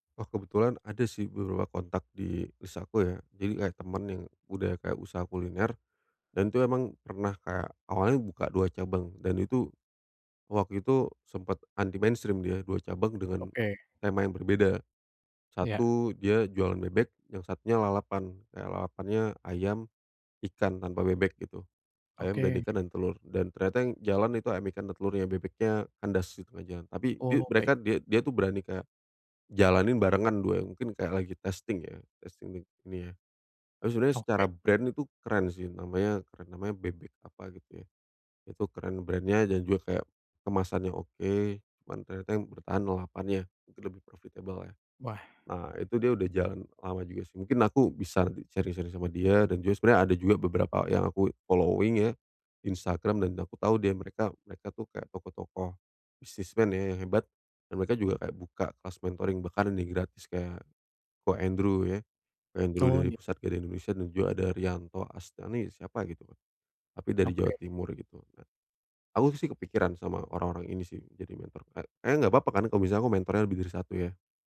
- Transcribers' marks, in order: in English: "list"; in English: "anti-mainstream"; in English: "testing"; in English: "testing"; in English: "brand"; in English: "brand-nya"; in English: "profitable"; in English: "sharing-sharing"; in English: "following"; in English: "business man"; in English: "mentoring"
- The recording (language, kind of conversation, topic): Indonesian, advice, Bagaimana cara menemukan mentor yang tepat untuk membantu perkembangan karier saya?